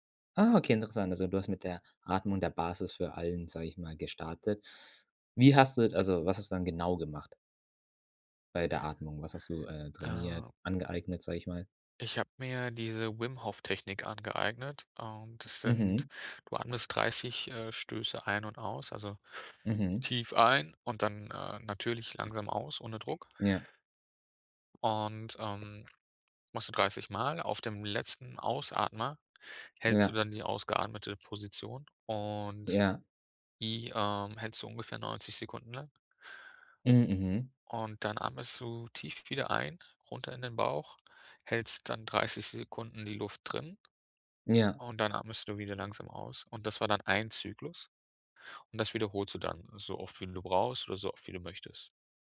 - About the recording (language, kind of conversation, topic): German, podcast, Welche Gewohnheit stärkt deine innere Widerstandskraft?
- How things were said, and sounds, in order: other background noise